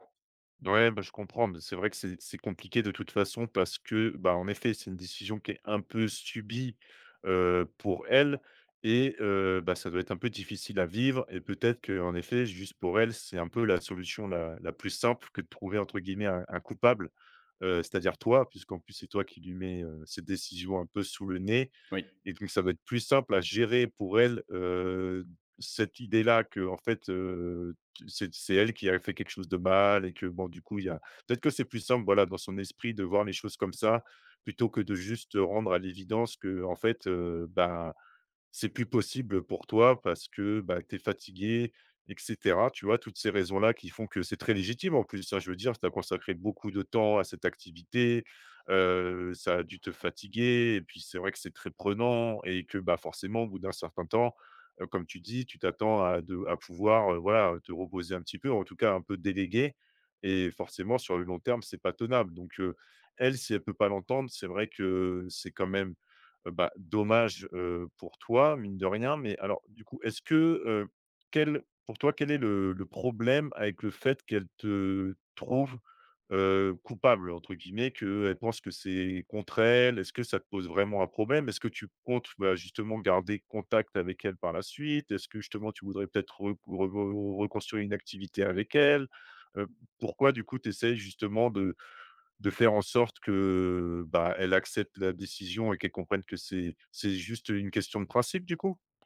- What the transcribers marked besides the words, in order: tapping
- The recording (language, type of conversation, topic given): French, advice, Comment gérer une dispute avec un ami après un malentendu ?